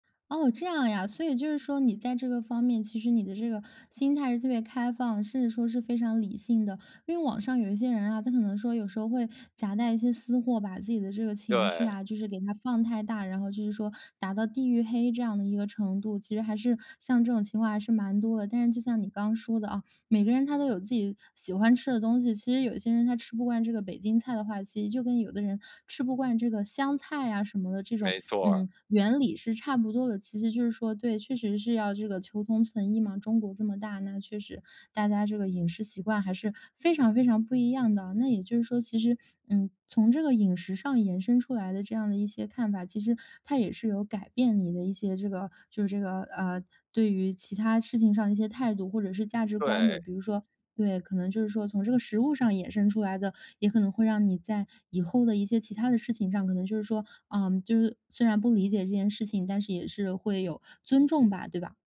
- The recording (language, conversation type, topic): Chinese, podcast, 你会如何向别人介绍你家乡的味道？
- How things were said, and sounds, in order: none